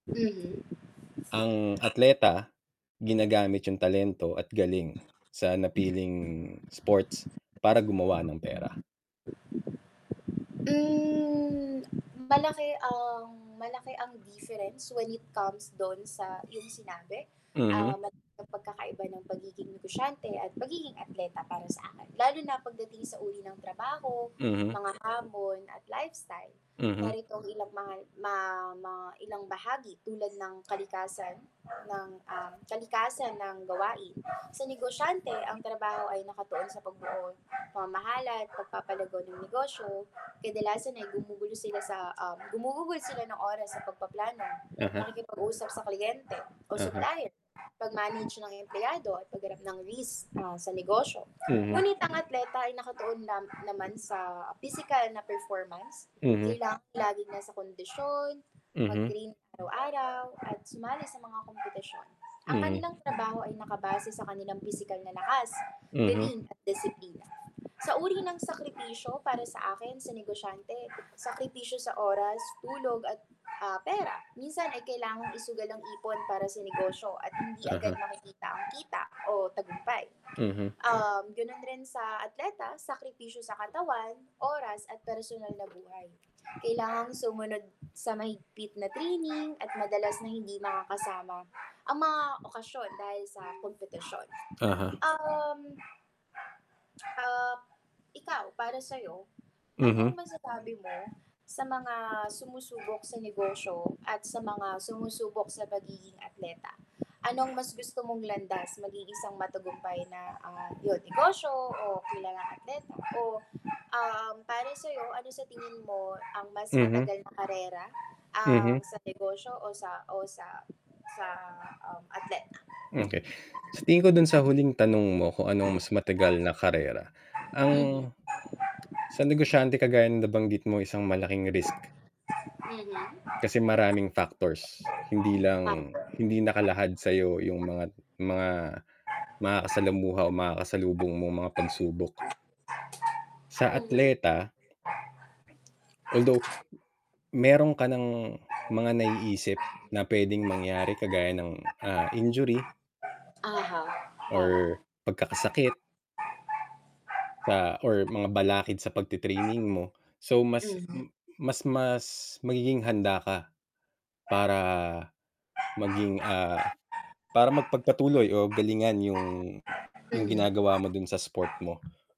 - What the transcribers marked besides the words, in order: wind; static; tapping; background speech; drawn out: "Mm"; distorted speech; other background noise; dog barking; other noise; tsk
- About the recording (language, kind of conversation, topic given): Filipino, unstructured, Mas pipiliin mo bang maging matagumpay na negosyante o maging sikat na atleta?